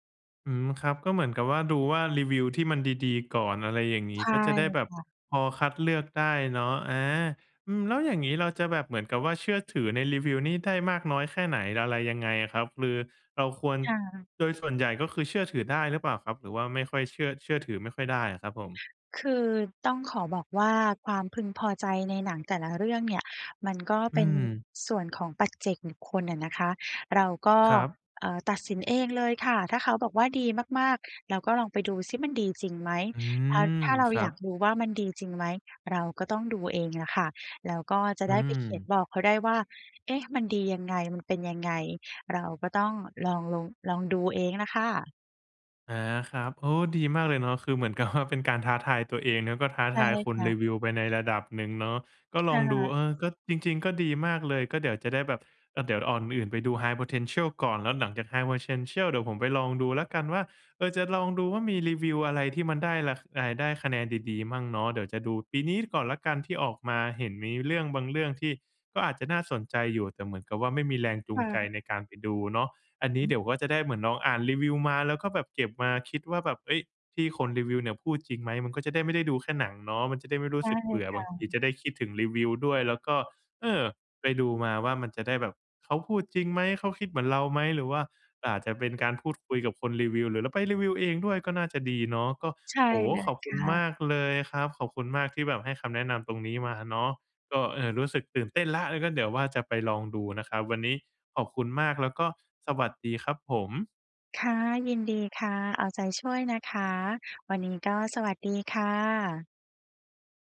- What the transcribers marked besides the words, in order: laughing while speaking: "ว่า"; in English: "High Potential"; in English: "High Potential"
- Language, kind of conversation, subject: Thai, advice, คุณรู้สึกเบื่อและไม่รู้จะเลือกดูหรือฟังอะไรดีใช่ไหม?